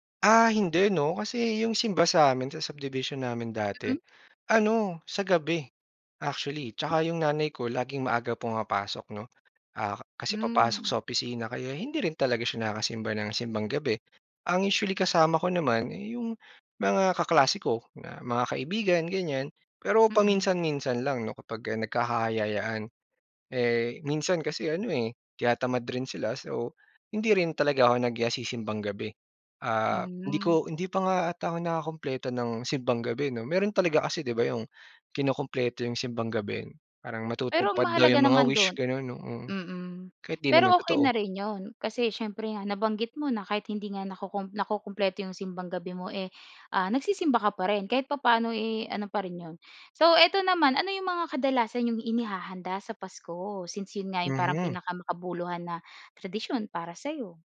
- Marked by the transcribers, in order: none
- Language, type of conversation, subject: Filipino, podcast, Anong tradisyon ang pinakamakabuluhan para sa iyo?